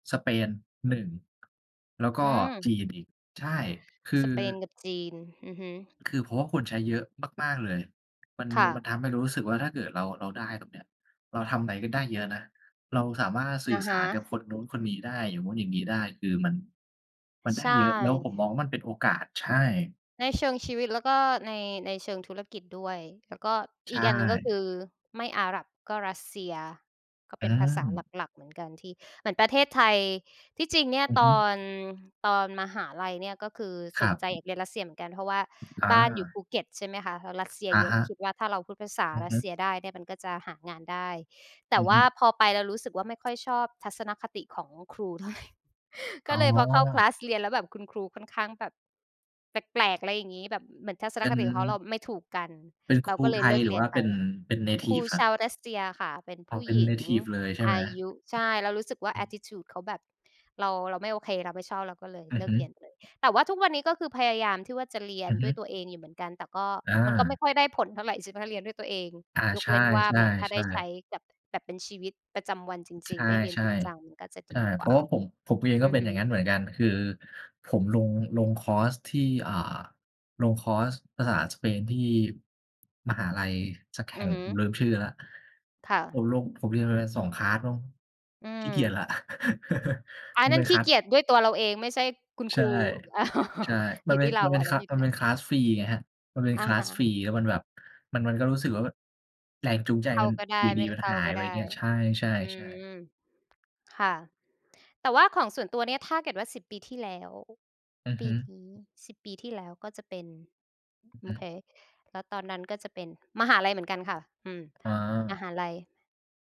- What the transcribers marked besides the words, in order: tapping; other background noise; laughing while speaking: "เท่าไร"; in English: "คลาส"; in English: "เนทิฟ"; in English: "แอตติจูด"; in English: "เนทิฟ"; in English: "คลาส"; chuckle; in English: "คลาส"; laugh; in English: "คลาส"; in English: "คลาส"
- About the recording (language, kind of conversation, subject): Thai, unstructured, คุณอยากสอนตัวเองเมื่อสิบปีที่แล้วเรื่องอะไร?